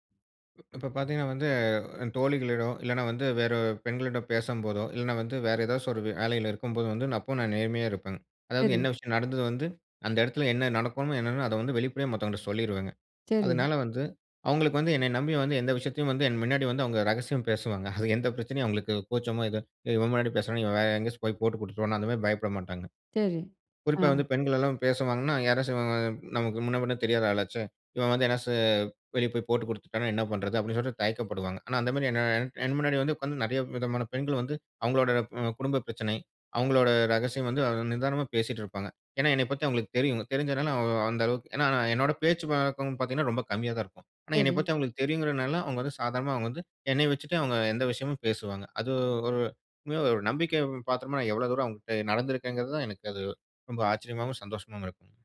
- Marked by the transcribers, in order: snort
- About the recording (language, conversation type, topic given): Tamil, podcast, நேர்மை நம்பிக்கைக்கு எவ்வளவு முக்கியம்?